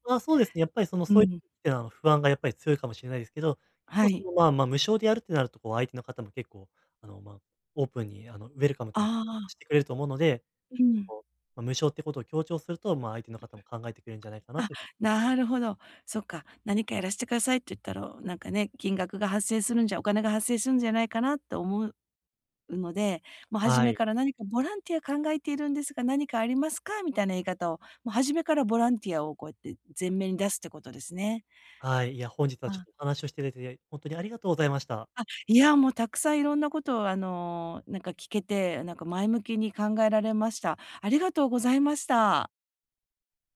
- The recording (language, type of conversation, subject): Japanese, advice, 限られた時間で、どうすれば周りの人や社会に役立つ形で貢献できますか？
- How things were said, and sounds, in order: none